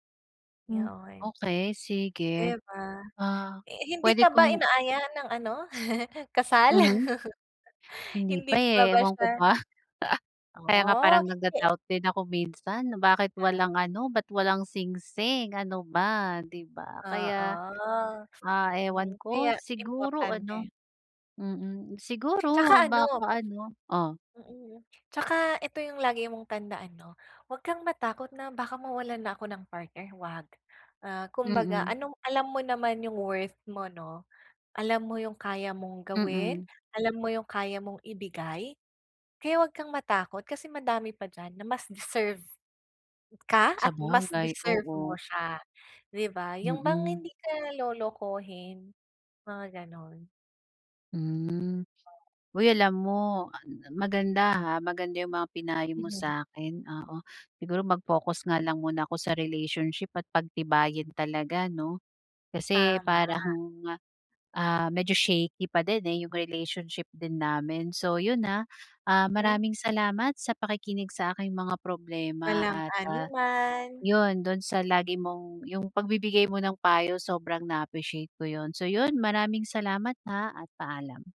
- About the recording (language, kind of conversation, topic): Filipino, advice, Paano ko haharapin ang takot sa pagsubok ng bagong bagay?
- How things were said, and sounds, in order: chuckle; chuckle; tapping; other background noise